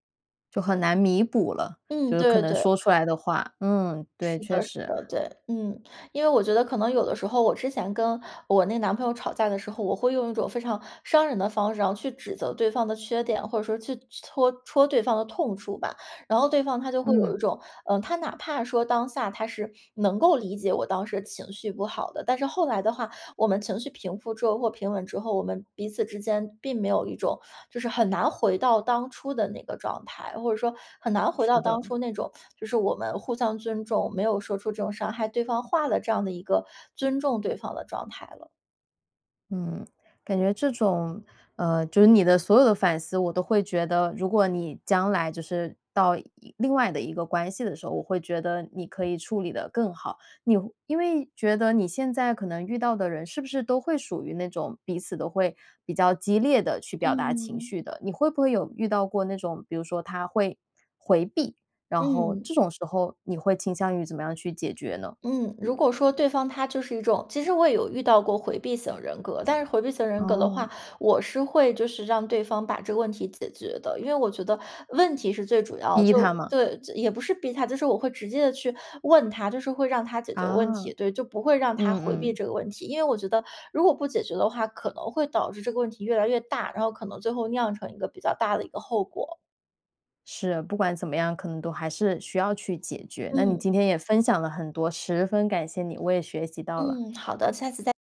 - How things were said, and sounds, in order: other background noise; put-on voice: "嗯"; stressed: "回避"; stressed: "十分"
- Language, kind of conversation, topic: Chinese, podcast, 在亲密关系里你怎么表达不满？